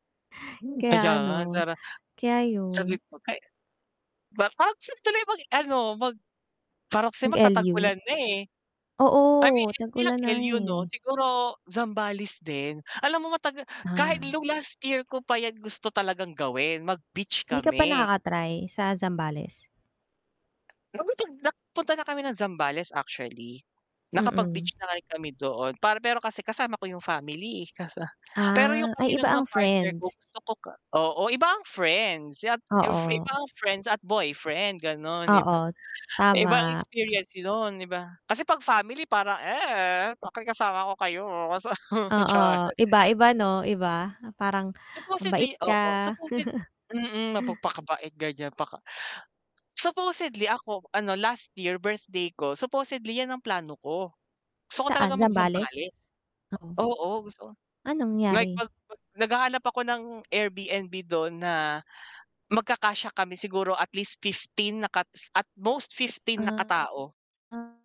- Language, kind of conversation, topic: Filipino, unstructured, Ano ang pinakatumatak na karanasan mo kasama ang mga kaibigan?
- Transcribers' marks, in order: distorted speech; other background noise; bird; static; tapping; chuckle; put-on voice: "Eh, bakit kasama ko kayo"; laughing while speaking: "sa char"; tongue click; chuckle